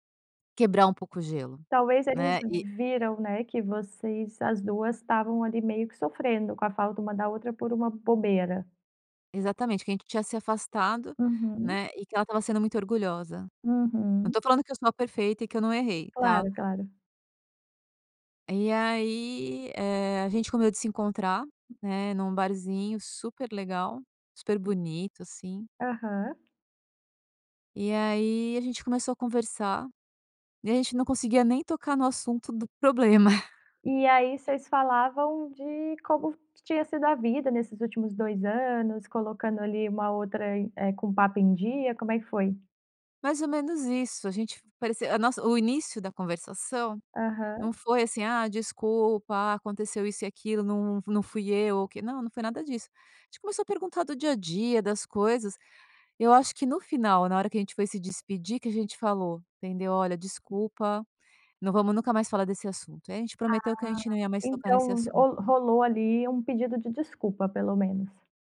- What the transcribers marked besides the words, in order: tapping
- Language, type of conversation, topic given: Portuguese, podcast, Como podemos reconstruir amizades que esfriaram com o tempo?